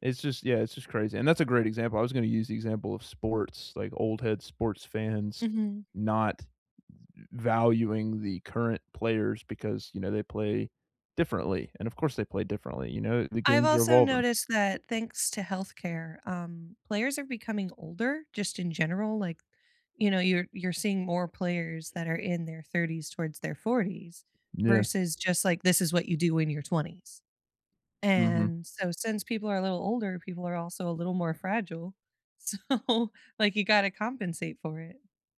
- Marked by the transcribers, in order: laughing while speaking: "so"
- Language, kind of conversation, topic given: English, unstructured, Why do some people get angry when others don’t follow the rules of their hobby?